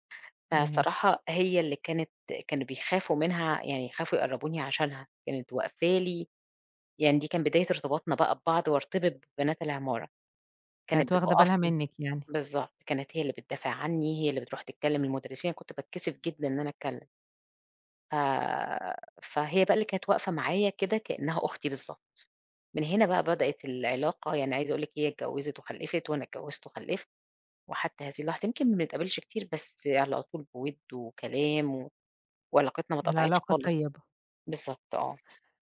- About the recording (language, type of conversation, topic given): Arabic, podcast, إيه الحاجات اللي بتقوّي الروابط بين الجيران؟
- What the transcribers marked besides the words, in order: none